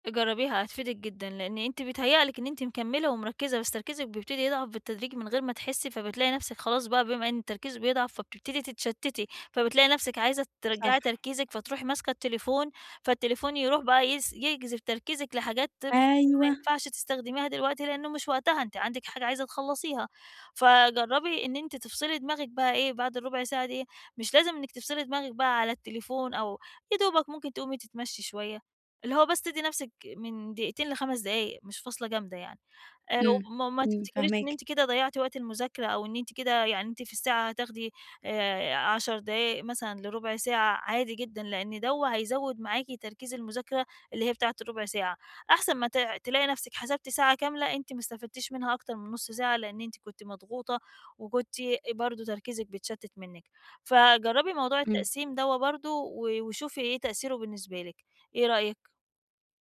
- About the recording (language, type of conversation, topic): Arabic, advice, إزاي أتحكم في التشتت عشان أفضل مُركّز وقت طويل؟
- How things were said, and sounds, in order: none